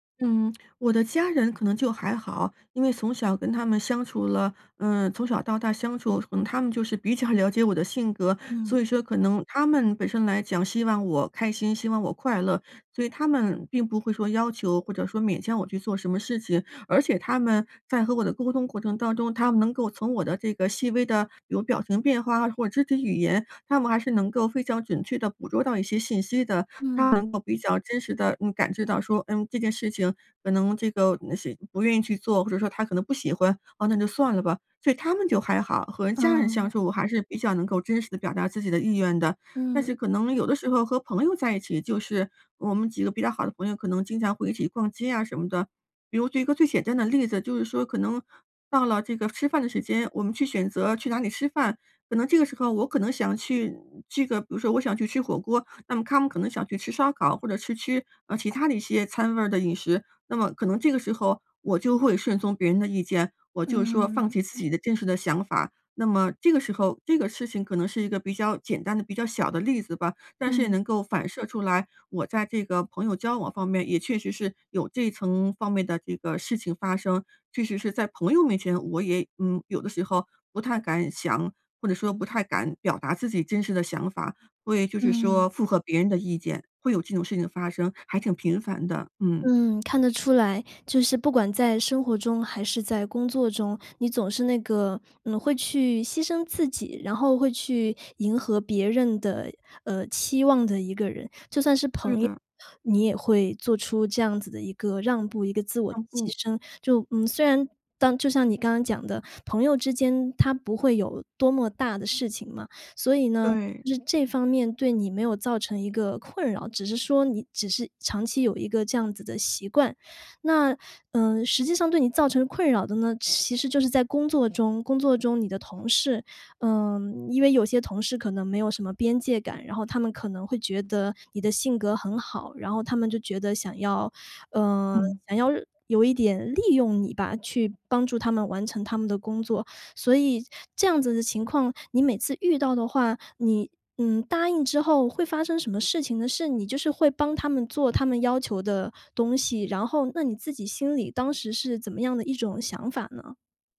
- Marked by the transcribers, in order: laughing while speaking: "比较了解"
- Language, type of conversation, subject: Chinese, advice, 我总是很难拒绝别人，导致压力不断累积，该怎么办？